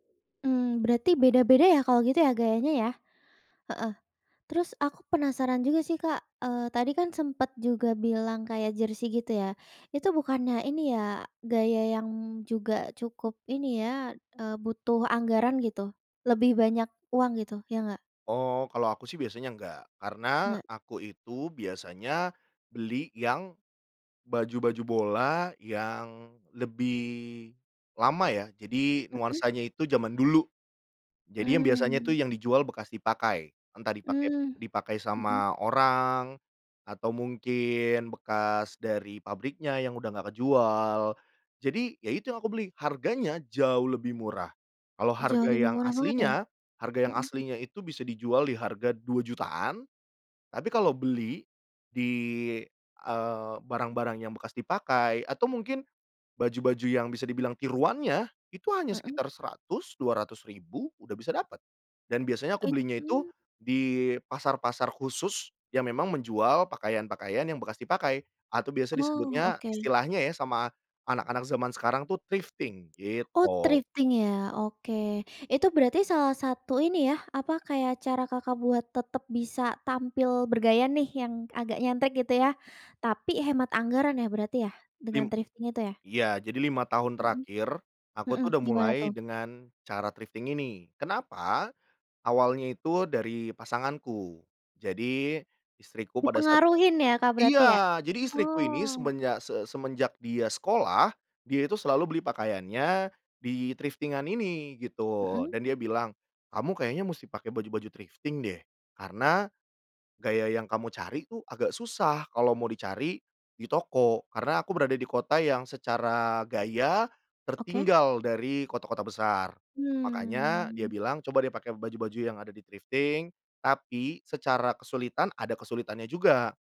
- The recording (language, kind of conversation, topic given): Indonesian, podcast, Bagaimana kamu tetap tampil gaya sambil tetap hemat anggaran?
- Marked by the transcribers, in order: other background noise; tapping; in English: "thrifting"; in English: "thrifting"; in English: "thrifting"; in English: "thrifting"; stressed: "iya"; in English: "thrifting-an"; in English: "thrifting"; in English: "thrifting"